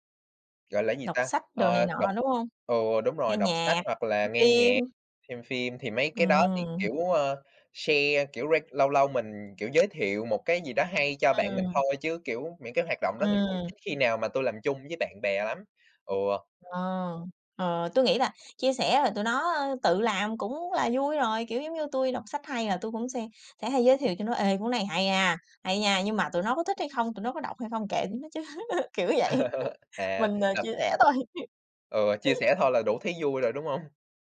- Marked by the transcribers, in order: other background noise; in English: "share"; tapping; laugh; laughing while speaking: "chứ, kiểu vậy, mình, ờ, chia sẻ thôi"; chuckle
- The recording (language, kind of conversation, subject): Vietnamese, unstructured, Bạn cảm thấy thế nào khi chia sẻ sở thích của mình với bạn bè?